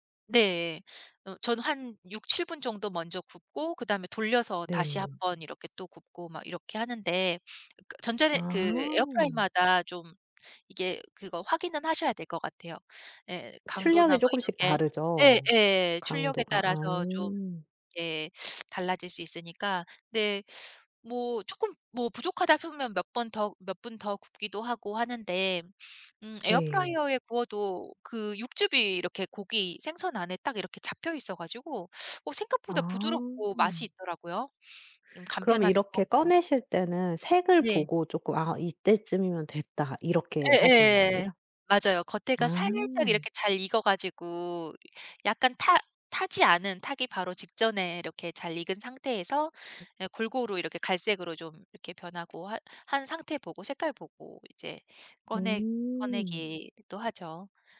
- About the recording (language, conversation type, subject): Korean, podcast, 가장 좋아하는 집밥은 무엇인가요?
- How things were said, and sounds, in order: other background noise; tapping